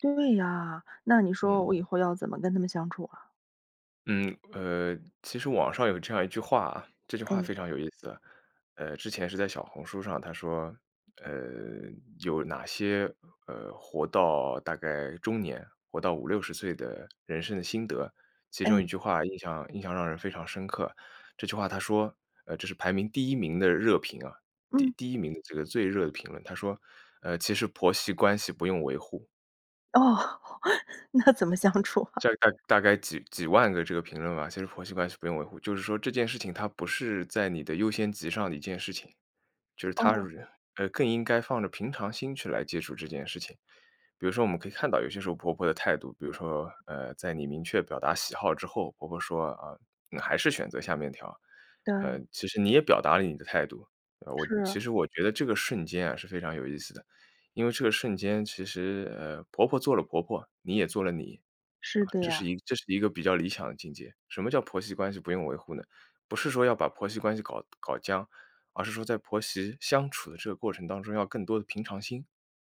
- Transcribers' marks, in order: laugh; laughing while speaking: "那怎么相处啊？"; other noise
- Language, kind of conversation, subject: Chinese, advice, 被朋友圈排挤让我很受伤，我该如何表达自己的感受并处理这段关系？